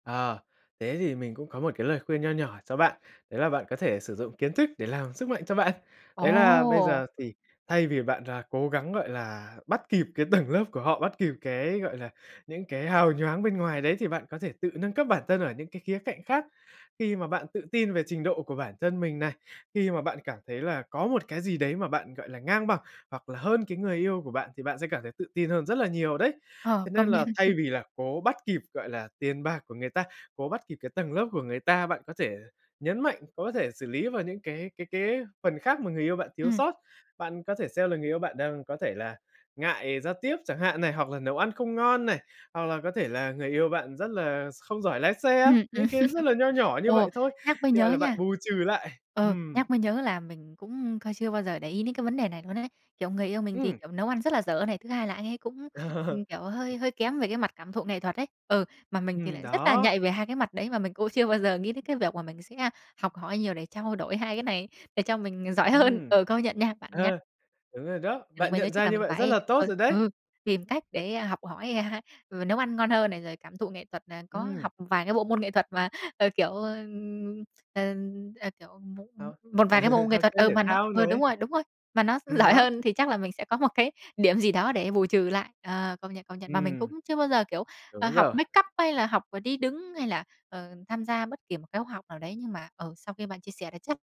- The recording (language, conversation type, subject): Vietnamese, advice, Làm thế nào để bớt thiếu tự tin khi mới bắt đầu hẹn hò hoặc tán tỉnh?
- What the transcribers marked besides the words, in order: tapping; laughing while speaking: "nhận"; laughing while speaking: "ừm"; laugh; other background noise; laughing while speaking: "chưa"; laughing while speaking: "giỏi hơn"; laugh; laughing while speaking: "giỏi"; in English: "make up"